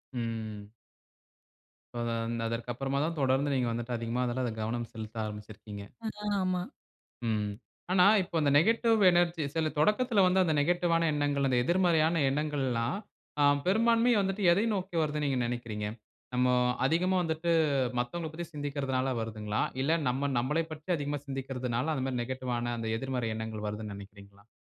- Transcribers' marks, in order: in English: "நெகட்டிவ் எனர்ஜி"; in English: "நெகட்டிவ்வான"; in English: "நெகட்டிவ்வான"
- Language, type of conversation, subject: Tamil, podcast, தியானத்தின் போது வரும் எதிர்மறை எண்ணங்களை நீங்கள் எப்படிக் கையாள்கிறீர்கள்?